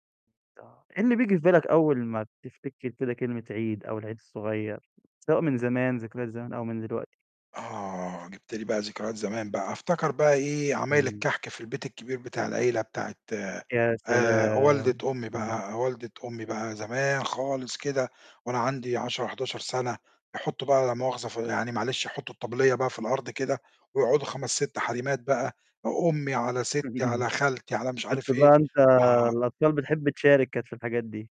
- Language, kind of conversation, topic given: Arabic, podcast, إيه طقوس الاحتفال اللي بتعتز بيها من تراثك؟
- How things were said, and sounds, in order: chuckle